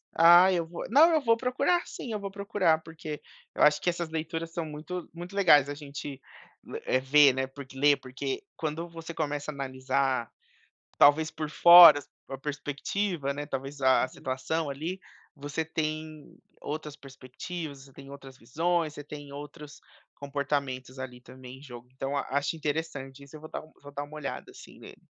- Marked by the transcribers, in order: none
- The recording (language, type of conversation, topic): Portuguese, advice, Como posso manter o equilíbrio entre o trabalho e a vida pessoal ao iniciar a minha startup?